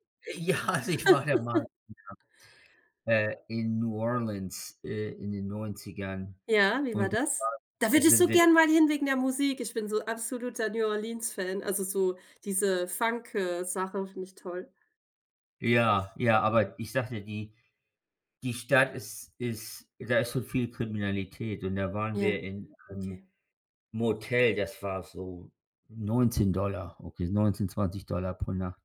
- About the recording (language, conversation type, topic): German, unstructured, Was bedeutet für dich Abenteuer beim Reisen?
- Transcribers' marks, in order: laughing while speaking: "Ja"; laugh; unintelligible speech